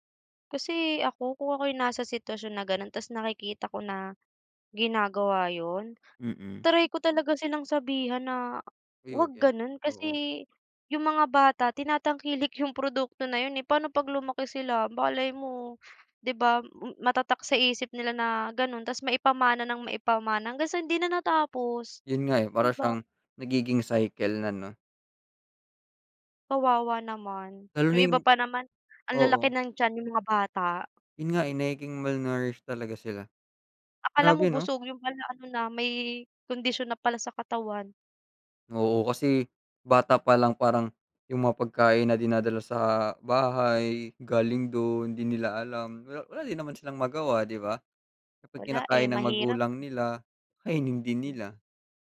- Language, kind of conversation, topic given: Filipino, unstructured, Ano ang reaksyon mo sa mga taong kumakain ng basura o panis na pagkain?
- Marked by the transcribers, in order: tapping